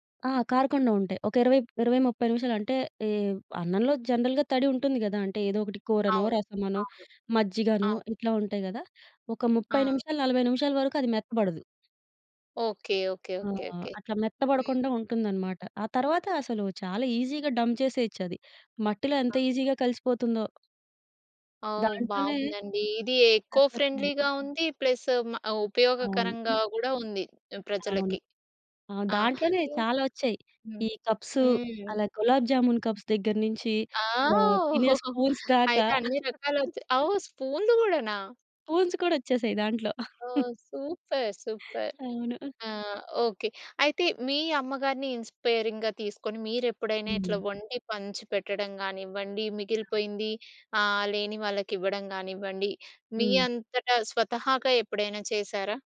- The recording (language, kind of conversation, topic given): Telugu, podcast, విందు తర్వాత మిగిలిన ఆహారాన్ని ఇతరులతో పంచుకోవడానికి ఉత్తమమైన పద్ధతులు ఏమిటి?
- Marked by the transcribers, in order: in English: "జనరల్‌గా"; in English: "ఈజీ‌గా డంప్"; in English: "ఈజీ‌గా"; other noise; in English: "ఎకో ఫ్రెండ్లీగా"; in English: "ప్లస్"; in Hindi: "గులాబ్ జామూన్"; in English: "కప్స్"; laugh; in English: "స్పూన్స్"; chuckle; in English: "స్పూన్స్"; chuckle; in English: "సూపర్. సూపర్"; in English: "ఇన్‌స్పైరింగ్‌గా"